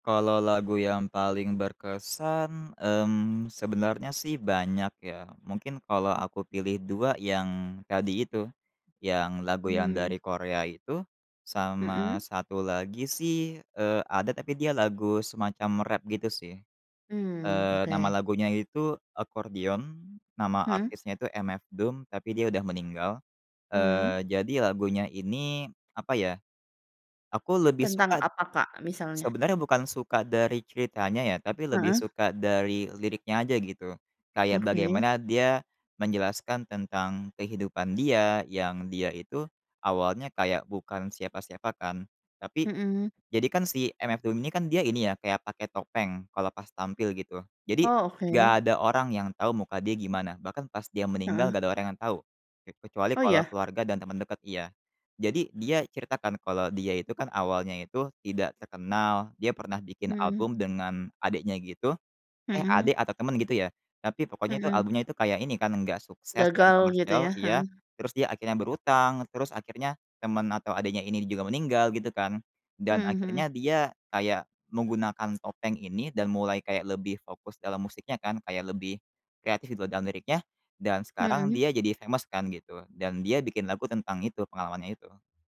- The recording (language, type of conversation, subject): Indonesian, podcast, Ada lagu yang selalu bikin kamu nostalgia? Kenapa ya?
- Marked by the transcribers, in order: other background noise; tapping; in English: "famous"